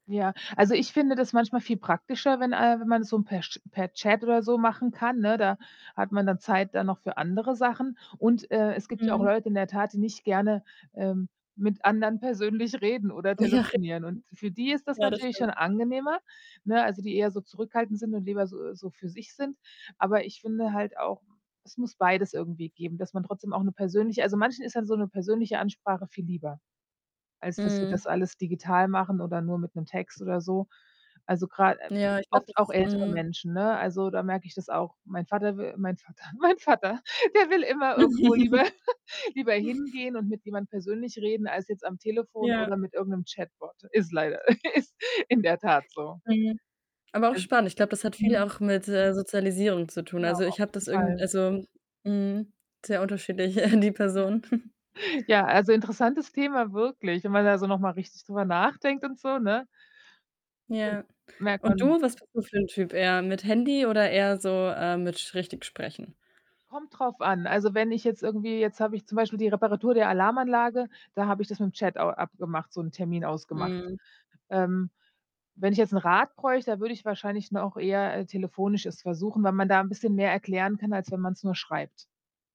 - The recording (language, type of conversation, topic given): German, podcast, Wie sieht dein Alltag mit dem Smartphone aus?
- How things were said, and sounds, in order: static; other background noise; distorted speech; tapping; laughing while speaking: "Ja"; chuckle; laughing while speaking: "lieber"; chuckle; laughing while speaking: "ist"; chuckle; unintelligible speech; unintelligible speech